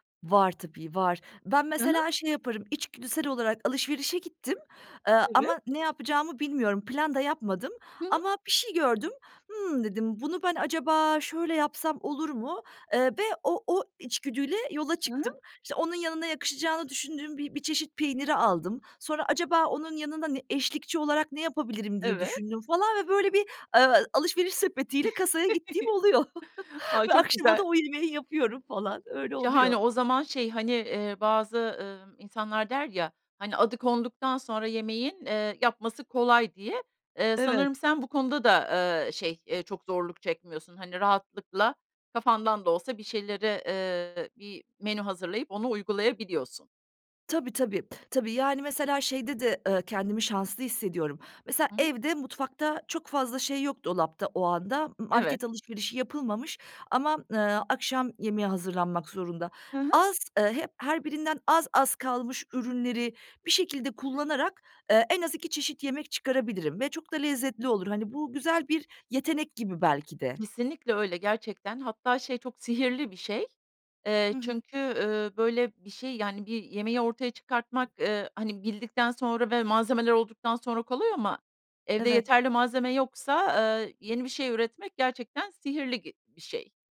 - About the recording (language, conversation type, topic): Turkish, podcast, Yemek yaparken nelere dikkat edersin ve genelde nasıl bir rutinin var?
- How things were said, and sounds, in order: chuckle; laughing while speaking: "Ve akşama"; tapping